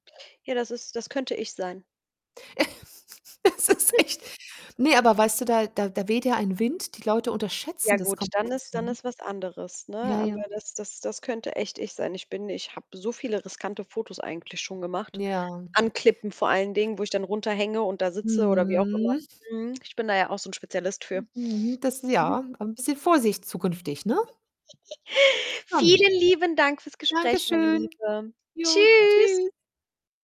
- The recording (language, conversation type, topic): German, unstructured, Wie beeinflussen Touristen die Kultur eines Ortes?
- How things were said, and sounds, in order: laugh; laughing while speaking: "Es ist echt"; chuckle; distorted speech; drawn out: "Mhm"; other background noise; giggle